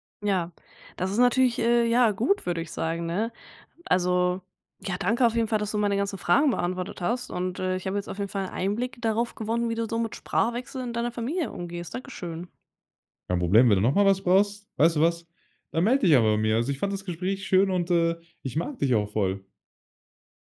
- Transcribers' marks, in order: none
- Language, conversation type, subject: German, podcast, Wie gehst du mit dem Sprachwechsel in deiner Familie um?